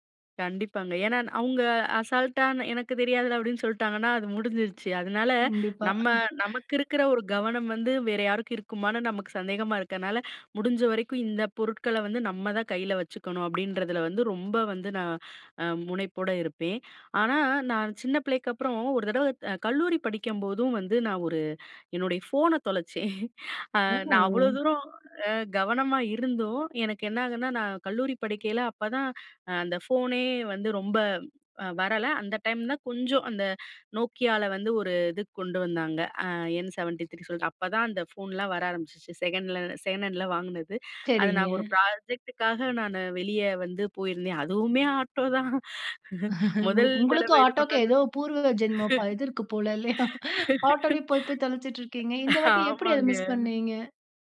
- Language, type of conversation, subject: Tamil, podcast, சாமான்கள் தொலைந்த அனுபவத்தை ஒரு முறை பகிர்ந்து கொள்ள முடியுமா?
- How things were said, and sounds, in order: other background noise; chuckle; drawn out: "ஓ"; chuckle; in English: "செகண்ல செகண்ட் ஹேண்டுல"; laughing while speaking: "உங்களுக்கும் ஆட்டோக்கும், ஏதோ பூர்வ ஜென்மம் … போய் தொலச்சிட்டு இருக்கீங்க"; in English: "ப்ராஜெக்டு"; laughing while speaking: "ஆட்டோ தான். மொதல் தடவை இது பண்ணது ஆமாங்க"